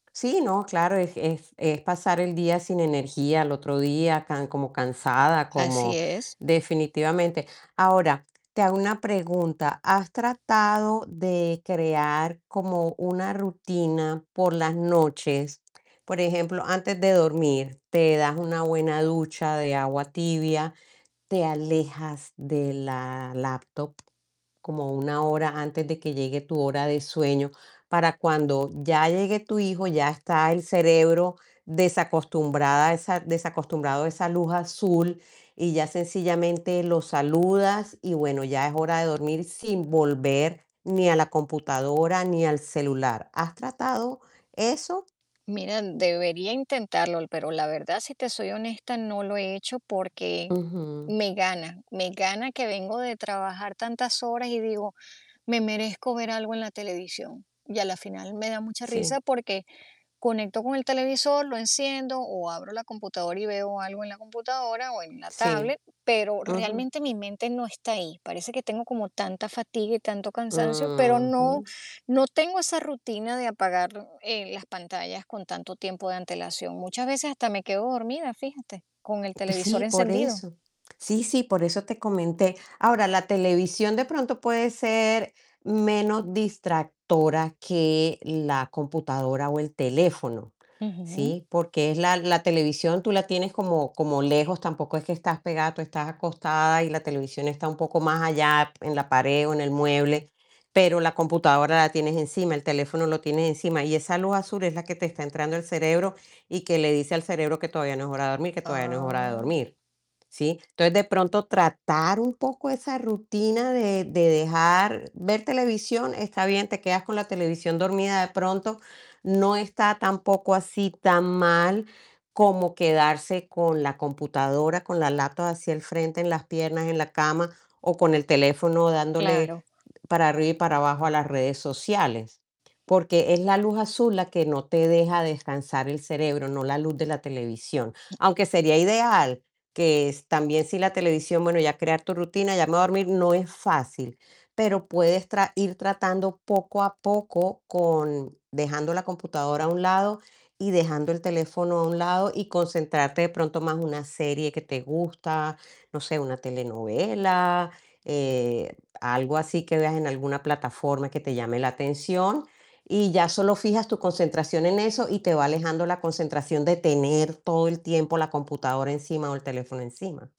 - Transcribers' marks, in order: static; tapping; other background noise; other noise
- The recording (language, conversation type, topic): Spanish, advice, ¿Cómo puedo crear el hábito de acostarme todos los días a la misma hora?